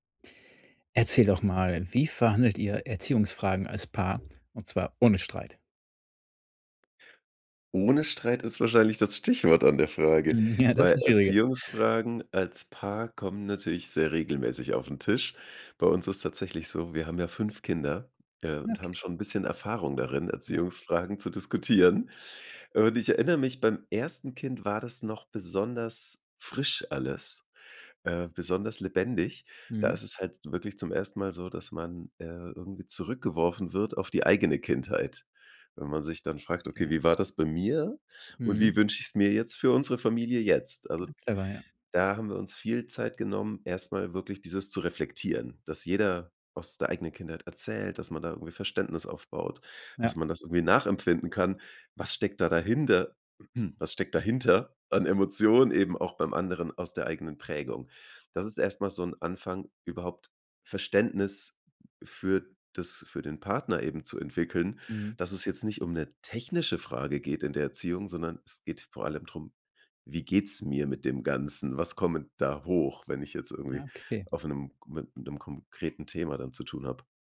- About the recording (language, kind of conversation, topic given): German, podcast, Wie könnt ihr als Paar Erziehungsfragen besprechen, ohne dass es zum Streit kommt?
- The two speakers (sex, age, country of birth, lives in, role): male, 35-39, Germany, Germany, guest; male, 35-39, Germany, Germany, host
- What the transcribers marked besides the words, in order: unintelligible speech; throat clearing